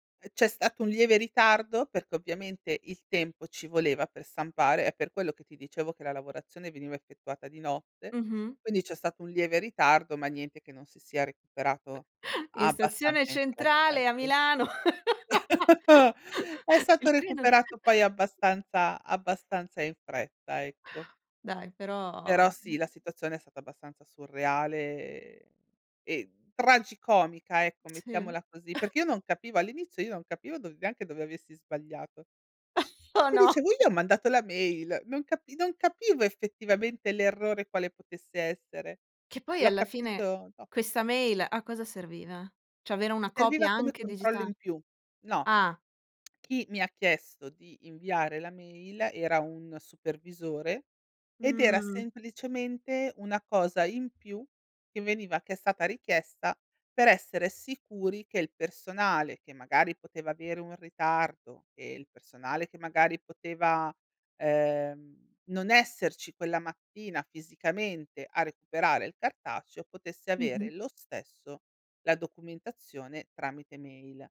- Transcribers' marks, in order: chuckle; laugh; chuckle; other background noise; other noise; drawn out: "ehm"; stressed: "tragicomica"; chuckle; chuckle; tapping; "dicevo" said as "diceuo"; "Cioè" said as "ceh"
- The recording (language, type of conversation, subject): Italian, podcast, Qual è l’errore che ti ha insegnato di più sul lavoro?